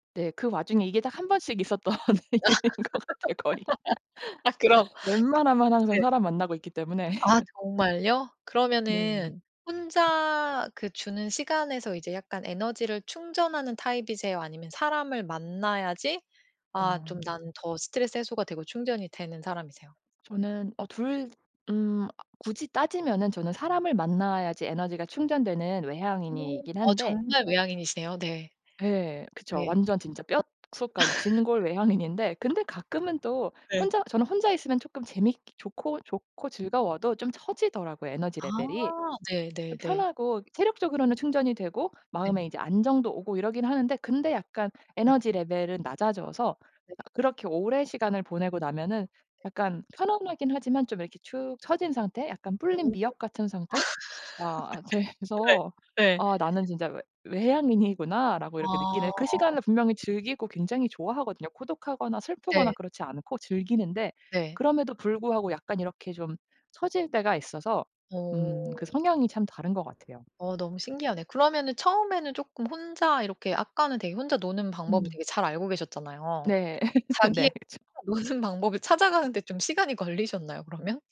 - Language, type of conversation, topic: Korean, podcast, 혼자만의 시간이 주는 즐거움은 무엇인가요?
- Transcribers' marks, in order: laugh; laughing while speaking: "있었던 일인 것 같아요, 거의"; tapping; laugh; other background noise; laugh; laugh; laughing while speaking: "돼서"; laugh; laughing while speaking: "네. 그쵸"; laughing while speaking: "노는 방법을 찾아가는 데 좀 시간이 걸리셨나요 그러면?"